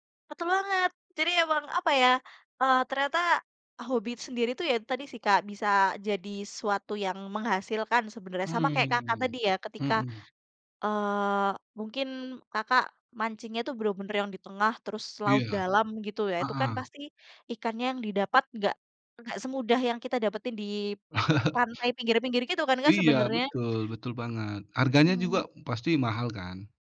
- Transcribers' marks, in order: chuckle
- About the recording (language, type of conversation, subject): Indonesian, unstructured, Pernahkah kamu menemukan hobi yang benar-benar mengejutkan?